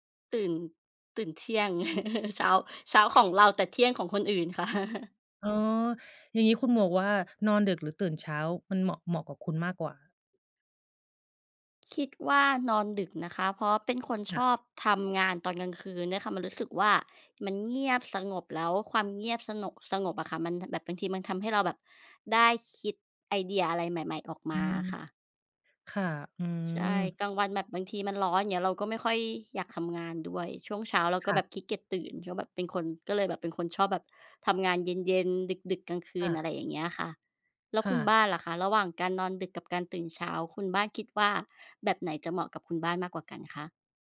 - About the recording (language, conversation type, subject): Thai, unstructured, ระหว่างการนอนดึกกับการตื่นเช้า คุณคิดว่าแบบไหนเหมาะกับคุณมากกว่ากัน?
- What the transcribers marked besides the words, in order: chuckle; other background noise; laughing while speaking: "ค่ะ"